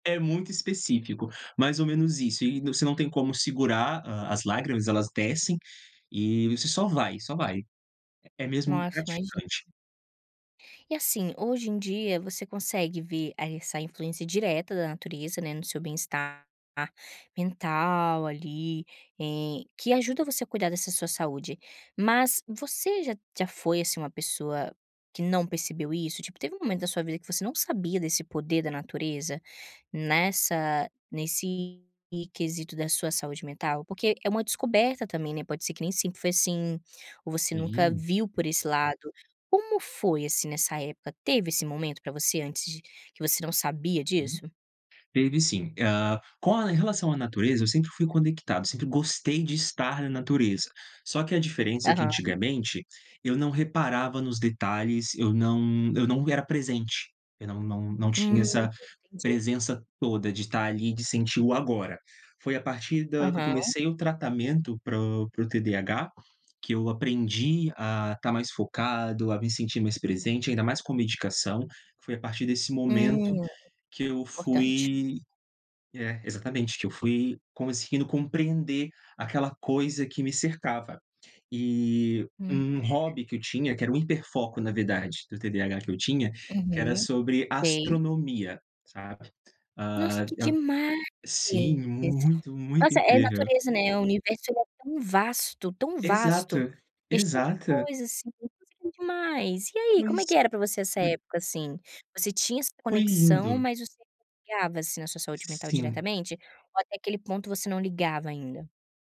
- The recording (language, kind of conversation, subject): Portuguese, podcast, Como a simplicidade da natureza pode ajudar você a cuidar da sua saúde mental?
- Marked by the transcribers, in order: tapping; unintelligible speech; inhale